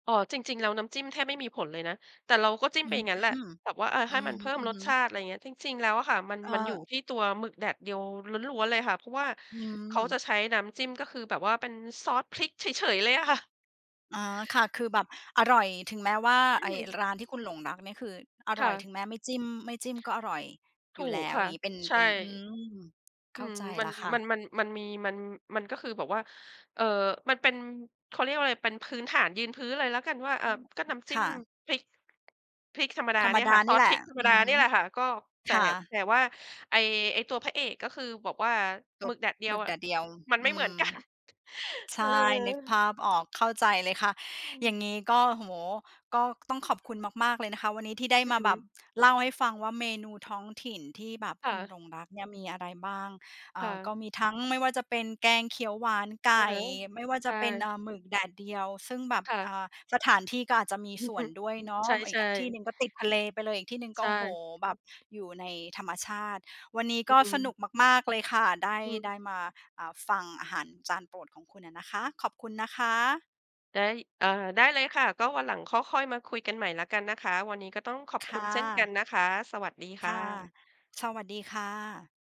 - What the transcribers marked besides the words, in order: other noise; laughing while speaking: "กัน"; chuckle
- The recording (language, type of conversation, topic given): Thai, podcast, คุณหลงรักอาหารท้องถิ่นจานไหนที่สุด และเพราะอะไร?